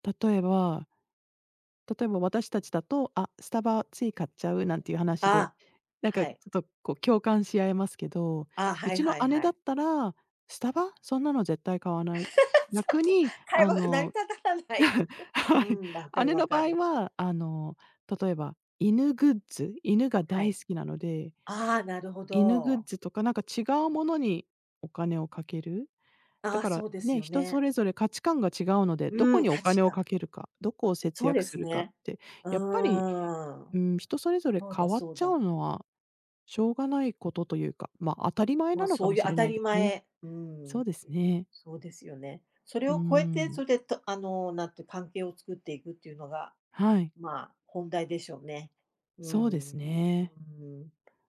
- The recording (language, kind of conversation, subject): Japanese, unstructured, 節約するときに一番難しいことは何ですか？
- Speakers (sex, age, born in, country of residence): female, 50-54, Japan, United States; female, 55-59, Japan, United States
- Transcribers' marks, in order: laugh; laughing while speaking: "ちょっと"; chuckle; tapping